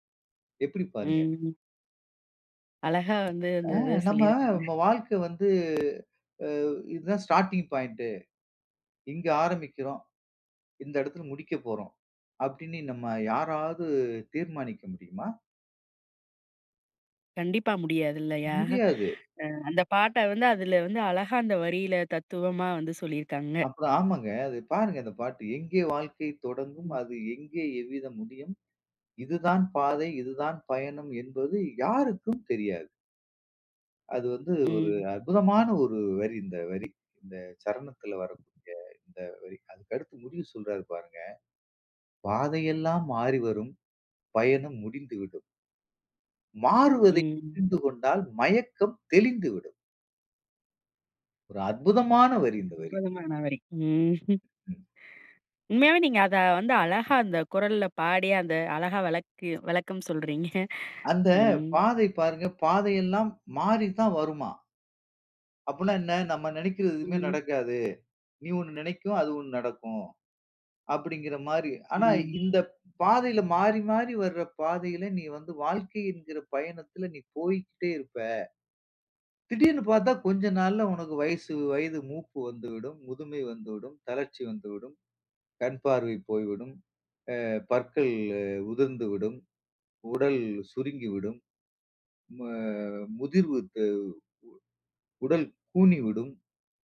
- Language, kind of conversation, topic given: Tamil, podcast, நினைவுகளை மீண்டும் எழுப்பும் ஒரு பாடலைப் பகிர முடியுமா?
- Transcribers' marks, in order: tapping; laughing while speaking: "சொல்லிருக்காங்க"; other noise; in English: "ஸ்டார்ட்டிங் பாயிண்ட்டு"; laughing while speaking: "இல்லையா"; chuckle; other background noise; "வளக்கி" said as "வெளக்கி"; laughing while speaking: "சொல்றீங்க. ம்"; horn